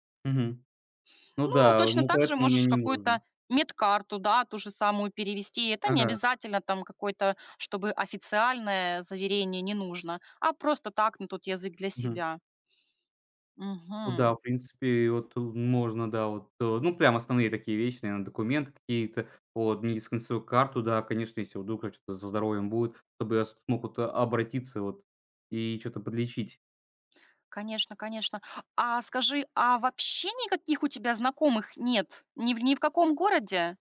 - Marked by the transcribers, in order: other background noise
- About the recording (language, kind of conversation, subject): Russian, advice, Как спланировать переезд в другой город или страну?